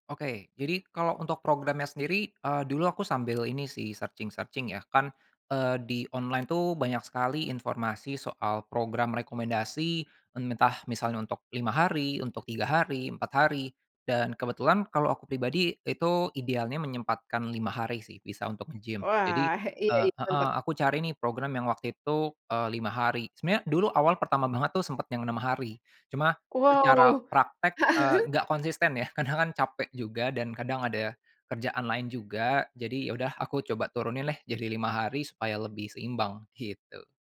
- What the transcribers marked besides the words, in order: in English: "searching-searching"; chuckle; laughing while speaking: "kadang kan"
- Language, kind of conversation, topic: Indonesian, podcast, Bagaimana pengalamanmu membentuk kebiasaan olahraga rutin?
- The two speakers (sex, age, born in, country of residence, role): female, 35-39, Indonesia, Indonesia, host; male, 25-29, Indonesia, Indonesia, guest